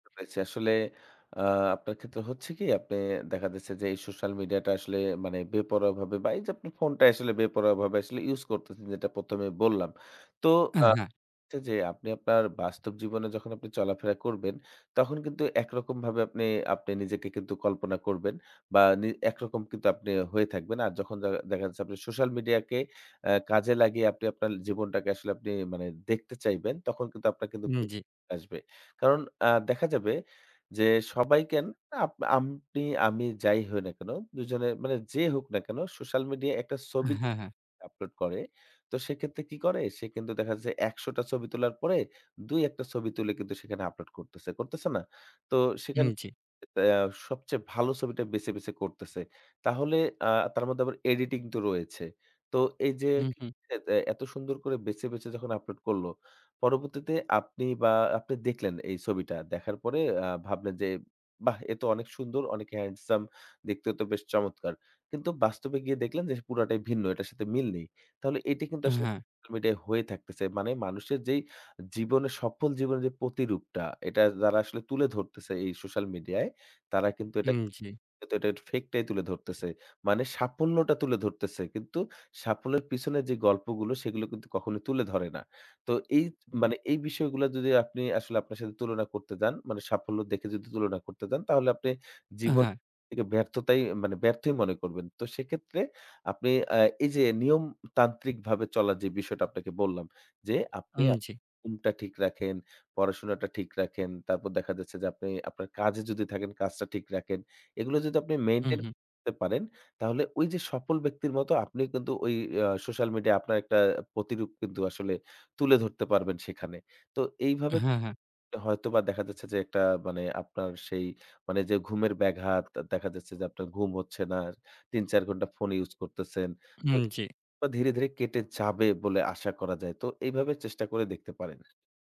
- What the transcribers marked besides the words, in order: unintelligible speech; other background noise; unintelligible speech; in English: "editing"; in English: "handsome"; unintelligible speech; in English: "maintain"; in English: "phone use"
- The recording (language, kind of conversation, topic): Bengali, advice, সোশ্যাল মিডিয়ায় সফল দেখানোর চাপ আপনি কীভাবে অনুভব করেন?